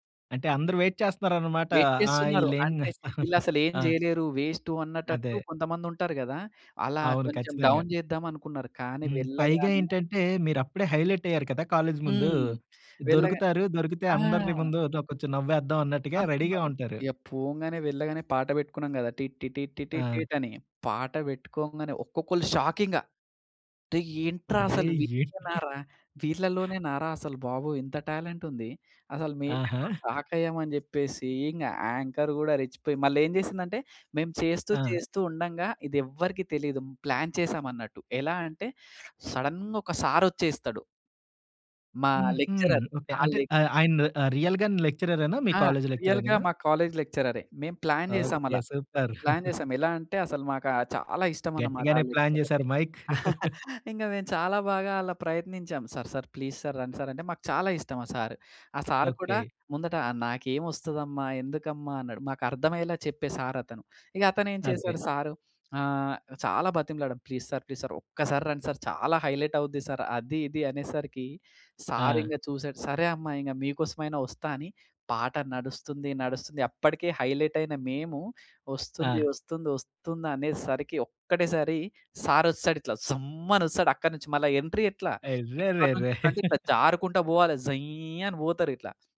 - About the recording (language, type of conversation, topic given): Telugu, podcast, నీ జీవితానికి నేపథ్య సంగీతం ఉంటే అది ఎలా ఉండేది?
- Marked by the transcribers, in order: in English: "వెయిట్"; in English: "వెయిట్"; laughing while speaking: "చేస్తా"; in English: "డౌన్"; in English: "హైలైట్"; in English: "కాలేజ్"; in English: "రెడీగా"; humming a tune; in English: "షాక్"; chuckle; in English: "టాలెంట్"; in English: "షాక్"; chuckle; in English: "యాంకర్"; in English: "ప్లాన్"; in English: "సడన్‌గా"; in English: "సార్"; in English: "లెక్చరర్"; in English: "రియల్‌గా"; in English: "కాలేజ్"; in English: "రియల్‌గా"; in English: "కాలేజ్"; in English: "ప్లాన్"; in English: "సూపర్!"; in English: "ప్లాన్"; chuckle; in English: "లెక్చరర్"; in English: "ప్లాన్"; chuckle; laugh; in English: "సర్ సర్ ప్లీస్ సర్"; in English: "సర్"; in English: "సార్"; in English: "సార్"; in English: "సార్"; in English: "ప్లీస్ సార్ ప్లీజ్ సార్"; in English: "సార్"; in English: "హైలైట్"; in English: "సార్"; in English: "సార్"; in English: "హైలైట్"; in English: "సార్"; giggle